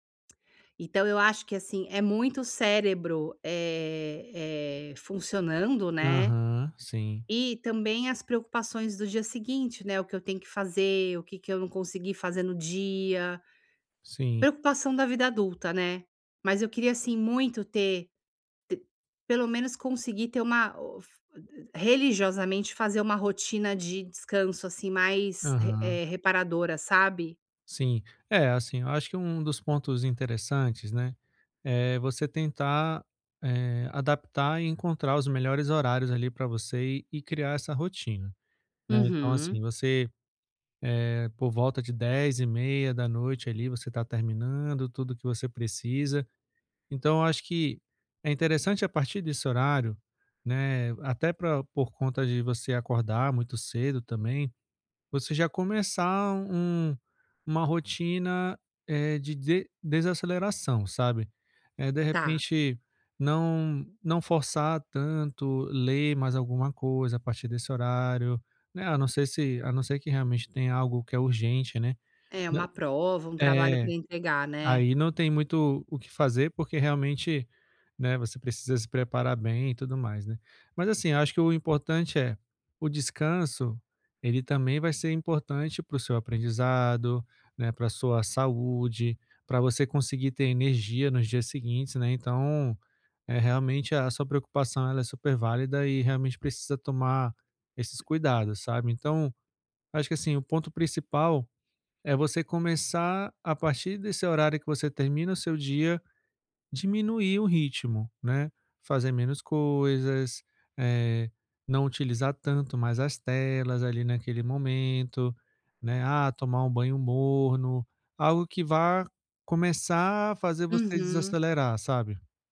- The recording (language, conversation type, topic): Portuguese, advice, Como posso estabelecer hábitos calmantes antes de dormir todas as noites?
- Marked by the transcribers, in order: tapping; other background noise